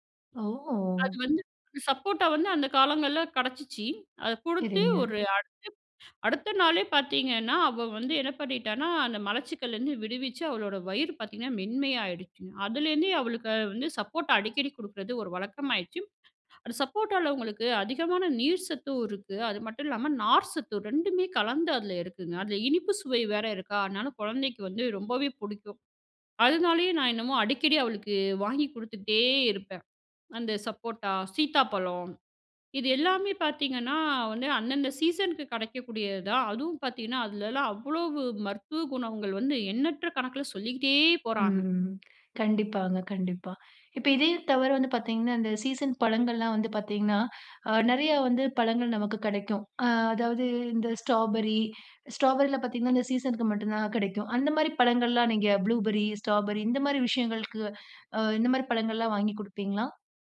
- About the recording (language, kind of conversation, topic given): Tamil, podcast, பருவத்திற்கு ஏற்ற பழங்களையும் காய்கறிகளையும் நீங்கள் எப்படி தேர்வு செய்கிறீர்கள்?
- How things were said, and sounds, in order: surprised: "ஓ!"; other background noise; whistle; surprised: "அதுலெல்லாம் அவ்வளவு மருத்துவ குணங்கள் வந்து, எண்ணற்ற கணக்கில சொல்லிக்கிட்டே போறாங்க"; drawn out: "ம்"